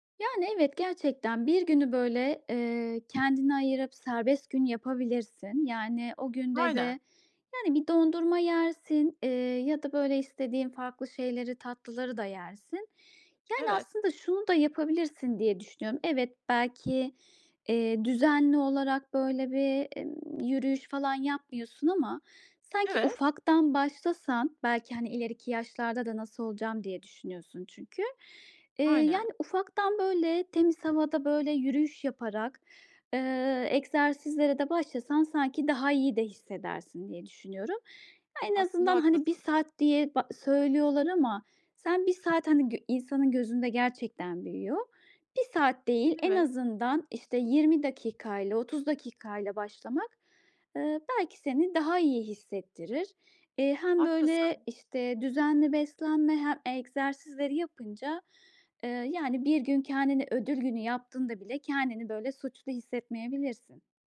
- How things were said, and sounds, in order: other background noise
- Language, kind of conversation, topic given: Turkish, advice, Vücudumun açlık ve tokluk sinyallerini nasıl daha doğru tanıyabilirim?